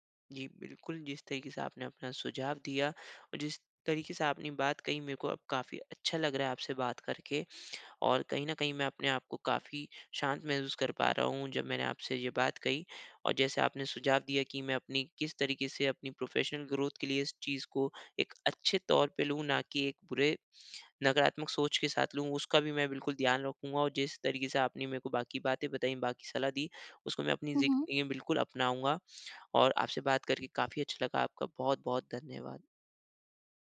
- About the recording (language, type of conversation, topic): Hindi, advice, आलोचना का जवाब मैं शांत तरीके से कैसे दे सकता/सकती हूँ, ताकि आक्रोश व्यक्त किए बिना अपनी बात रख सकूँ?
- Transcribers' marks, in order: in English: "प्रोफेशनल ग्रोथ"